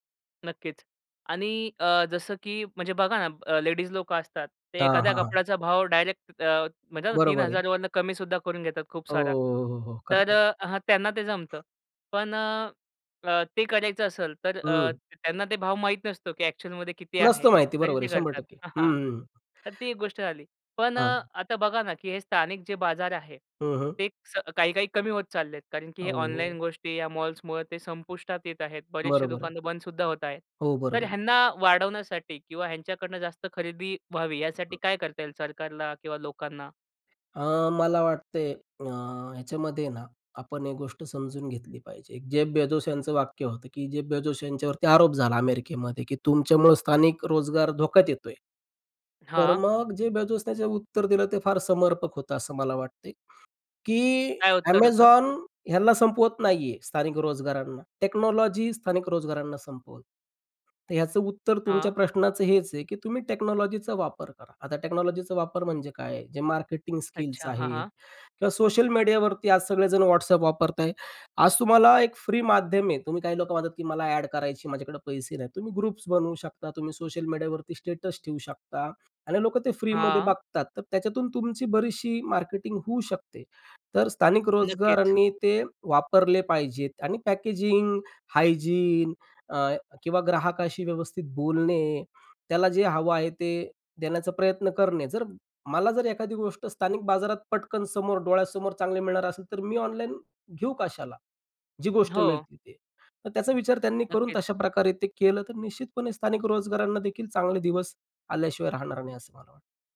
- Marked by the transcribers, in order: other background noise; other noise; in English: "टेक्नॉलॉजी"; in English: "टेक्नॉलॉजीचा"; in English: "टेक्नॉलॉजीचा"; in English: "मार्केटिंग स्किल्स"; in English: "सोशल मीडियावरती"; in English: "ॲड"; in English: "ग्रुप्स"; in English: "स्टेटस"; in English: "पॅकेजिंग, हायजीन"; tapping
- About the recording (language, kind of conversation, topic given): Marathi, podcast, स्थानिक बाजारातून खरेदी करणे तुम्हाला अधिक चांगले का वाटते?